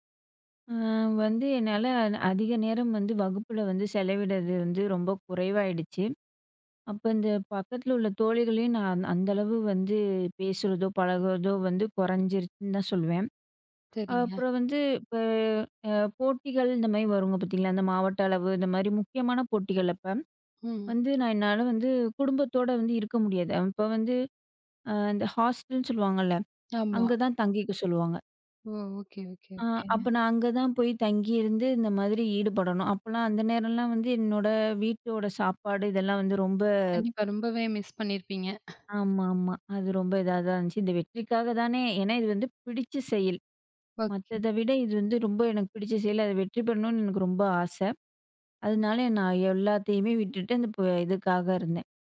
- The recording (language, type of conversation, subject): Tamil, podcast, நீ உன் வெற்றியை எப்படி வரையறுக்கிறாய்?
- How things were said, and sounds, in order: "செலவிடறது" said as "செலவிடது"; drawn out: "ரொம்ப"; other background noise